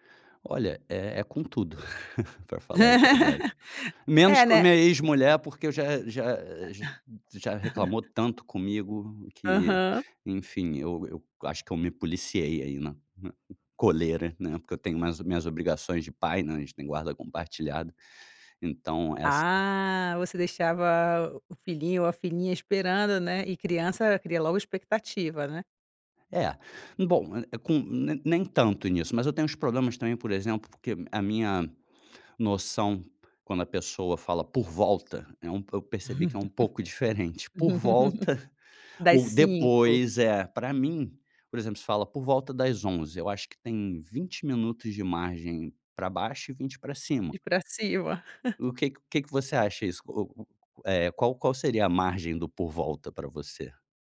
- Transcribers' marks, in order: laugh; laugh; tapping; laugh; laugh
- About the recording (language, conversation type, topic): Portuguese, advice, Por que estou sempre atrasado para compromissos importantes?